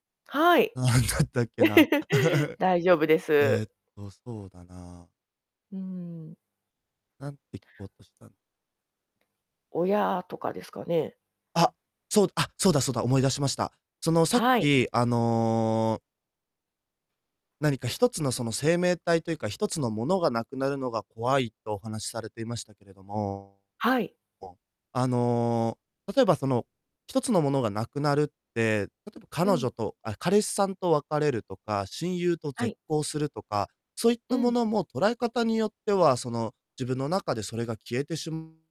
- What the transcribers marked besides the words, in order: laughing while speaking: "何だったっけな"; chuckle; distorted speech
- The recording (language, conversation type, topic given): Japanese, advice, 老いや死を意識してしまい、人生の目的が見つけられないと感じるのはなぜですか？